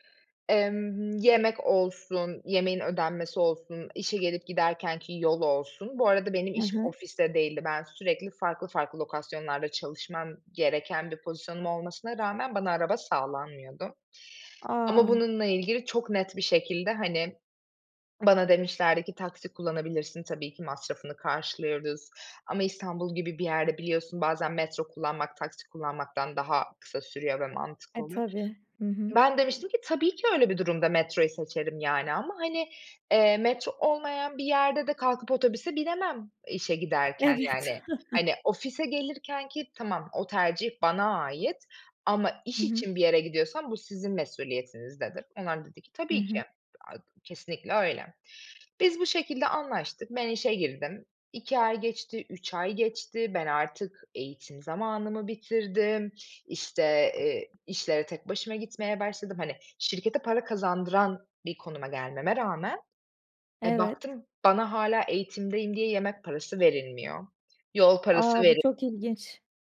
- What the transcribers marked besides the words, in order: chuckle; other background noise
- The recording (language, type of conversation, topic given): Turkish, podcast, Para mı, iş tatmini mi senin için daha önemli?